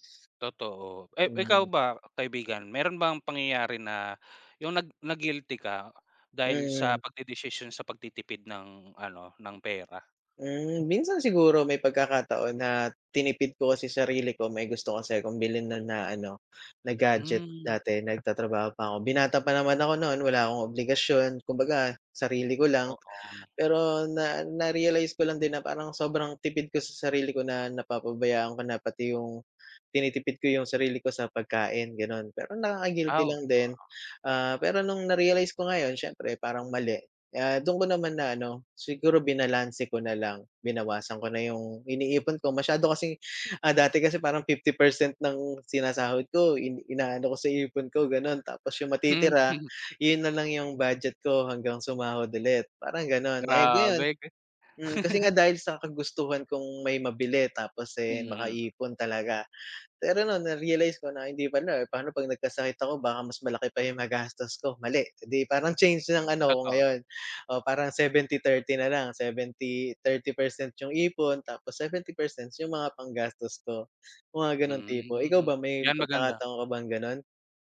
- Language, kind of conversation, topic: Filipino, unstructured, Ano ang pakiramdam mo kapag nakakatipid ka ng pera?
- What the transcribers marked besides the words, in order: unintelligible speech; "Grabe" said as "grabek"; chuckle